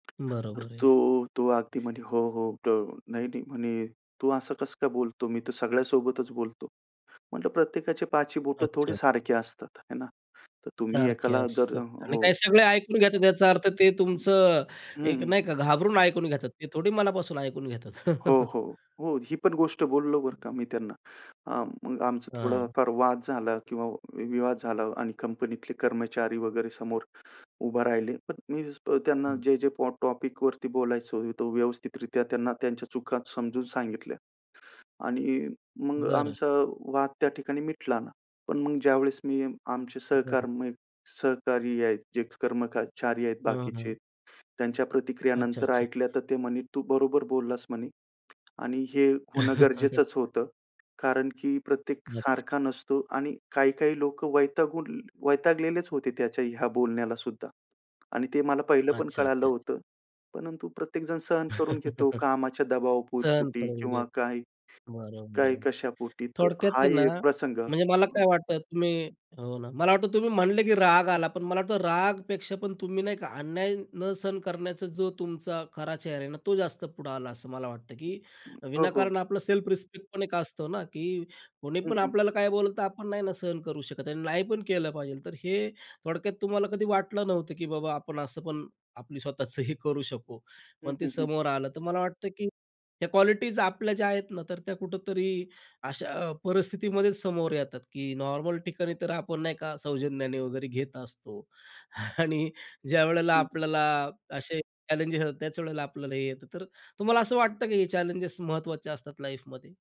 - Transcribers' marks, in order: tapping; other background noise; chuckle; in English: "टॉपिकवरती"; chuckle; chuckle; laughing while speaking: "आणि"; in English: "लाइफमध्ये?"
- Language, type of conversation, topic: Marathi, podcast, तुला कोणत्या परिस्थितीत स्वतःचा खरा चेहरा दिसतो असे वाटते?